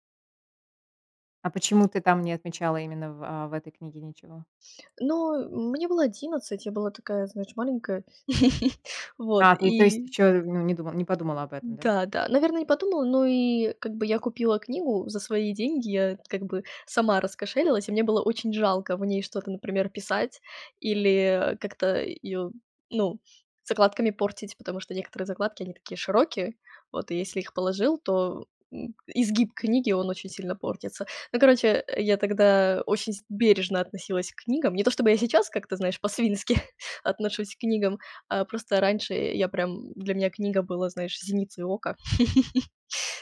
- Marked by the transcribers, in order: chuckle; chuckle; laugh
- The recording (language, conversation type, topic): Russian, podcast, Что в обычном дне приносит тебе маленькую радость?